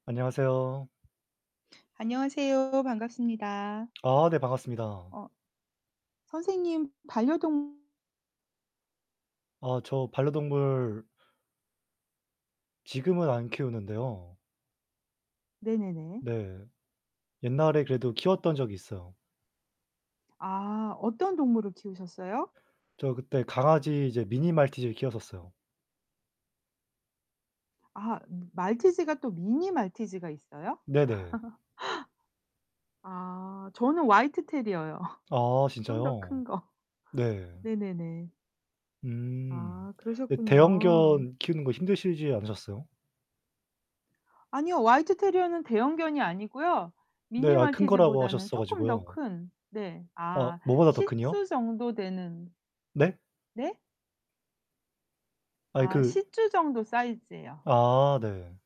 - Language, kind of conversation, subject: Korean, unstructured, 동물이 주는 위로와 사랑은 어떤 점에서 특별하다고 느끼시나요?
- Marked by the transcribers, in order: distorted speech; other background noise; laugh; laughing while speaking: "화이트 테리어요. 좀 더 큰 거"